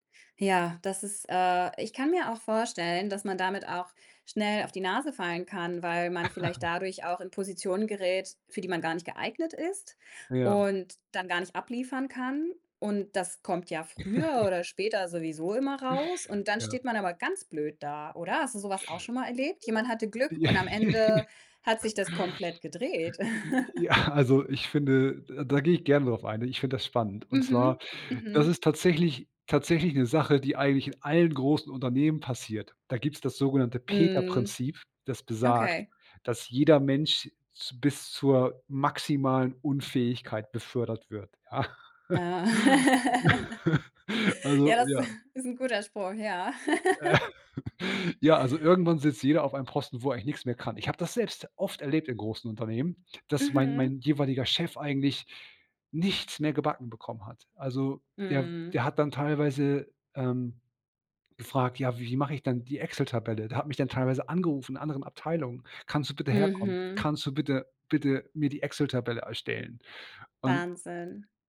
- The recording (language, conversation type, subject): German, podcast, Glaubst du, dass Glück zum Erfolg dazugehört?
- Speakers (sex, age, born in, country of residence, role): female, 30-34, Germany, Germany, host; male, 40-44, Germany, Germany, guest
- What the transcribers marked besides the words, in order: other background noise; laugh; laugh; laugh; laughing while speaking: "Ja"; laugh; laugh; chuckle; laughing while speaking: "ja?"; laugh; laugh